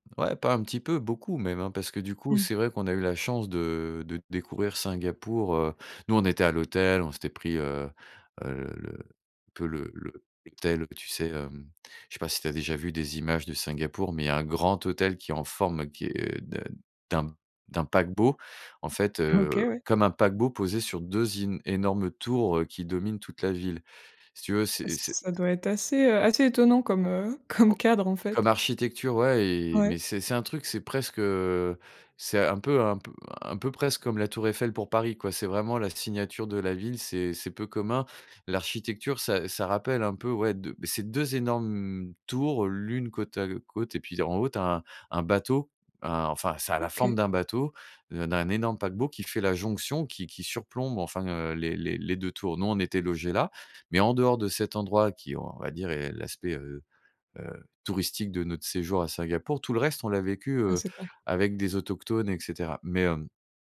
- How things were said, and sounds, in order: other background noise
- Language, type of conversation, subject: French, podcast, Quel voyage a bouleversé ta vision du monde ?